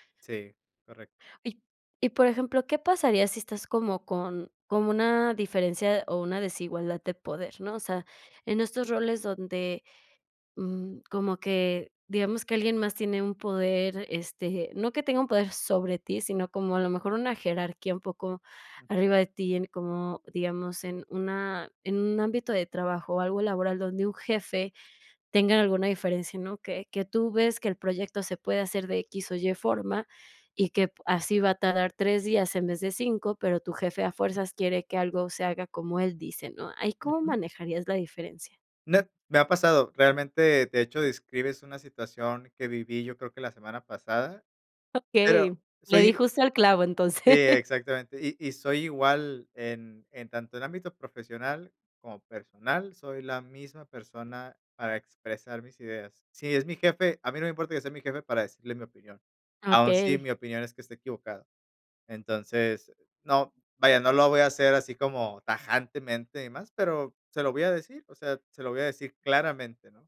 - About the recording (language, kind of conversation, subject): Spanish, podcast, ¿Cómo manejas las discusiones sin dañar la relación?
- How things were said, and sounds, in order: laughing while speaking: "entonces"